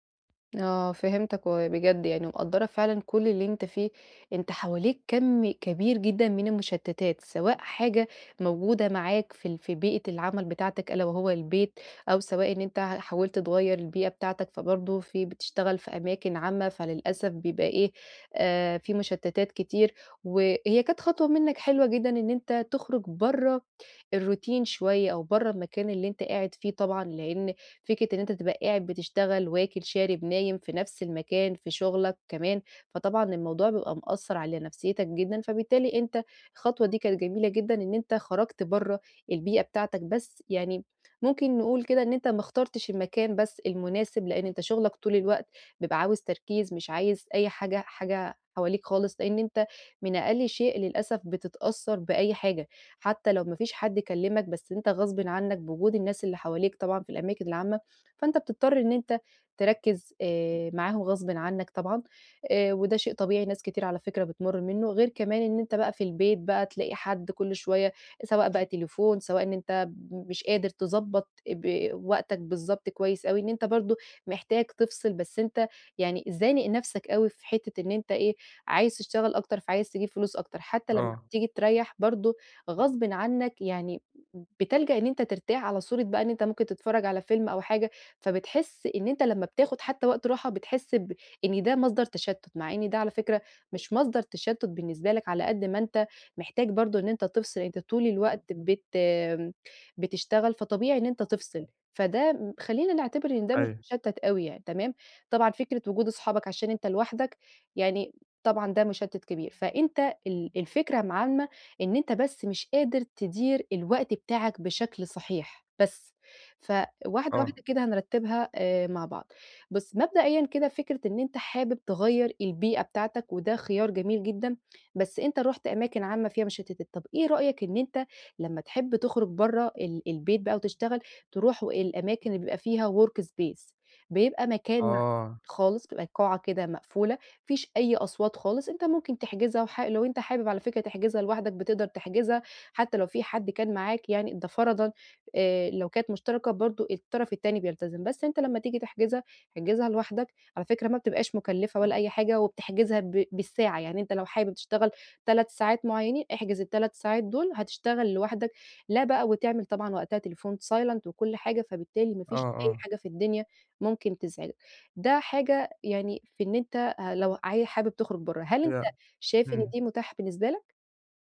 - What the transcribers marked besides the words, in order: in English: "الروتين"; other background noise; in English: "workspace"; in English: "silent"; unintelligible speech
- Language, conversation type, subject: Arabic, advice, إزاي أتعامل مع الانقطاعات والتشتيت وأنا مركز في الشغل؟